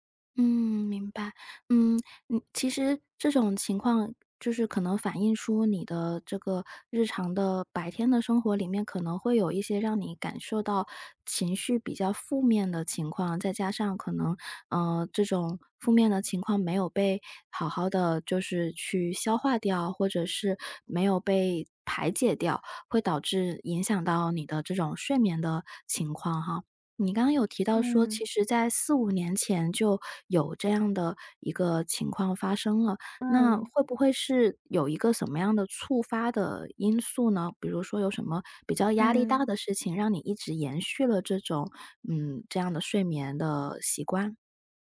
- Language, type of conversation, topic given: Chinese, advice, 你经常半夜醒来后很难再睡着吗？
- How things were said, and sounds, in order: "什" said as "森"